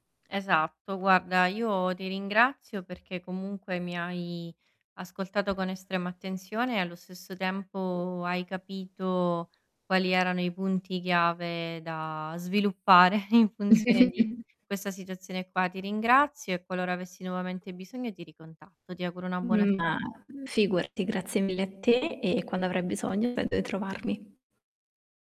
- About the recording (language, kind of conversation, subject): Italian, advice, Come posso gestire i conflitti familiari senza arrabbiarmi?
- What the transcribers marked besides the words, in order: tapping; static; laughing while speaking: "sviluppare"; distorted speech; other noise; chuckle